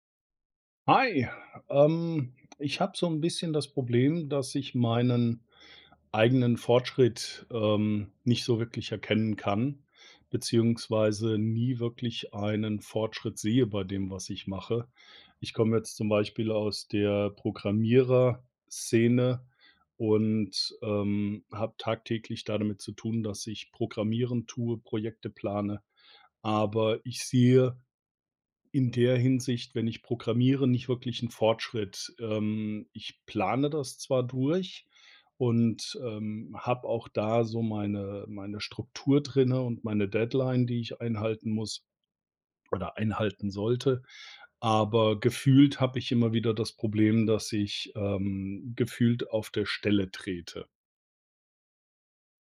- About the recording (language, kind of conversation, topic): German, advice, Wie kann ich Fortschritte bei gesunden Gewohnheiten besser erkennen?
- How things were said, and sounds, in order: none